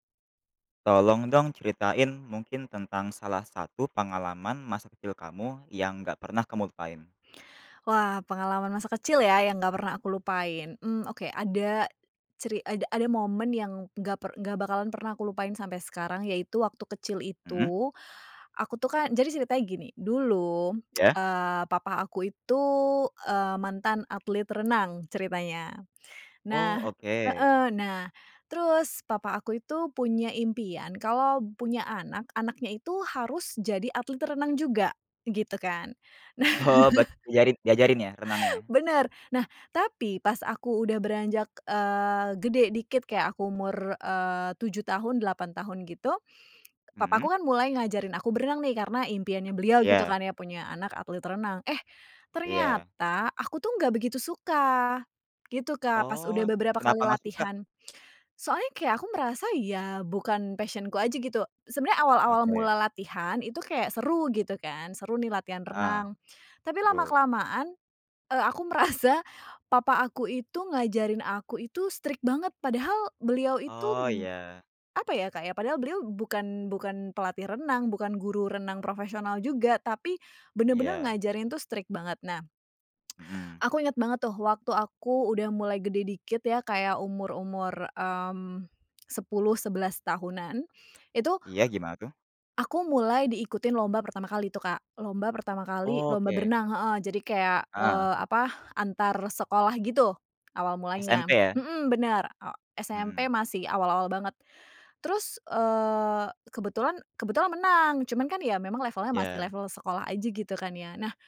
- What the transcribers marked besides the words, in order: tongue click; laughing while speaking: "Nah"; in English: "passion-ku"; in English: "strict"; in English: "strict"; tongue click
- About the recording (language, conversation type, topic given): Indonesian, podcast, Bisakah kamu menceritakan salah satu pengalaman masa kecil yang tidak pernah kamu lupakan?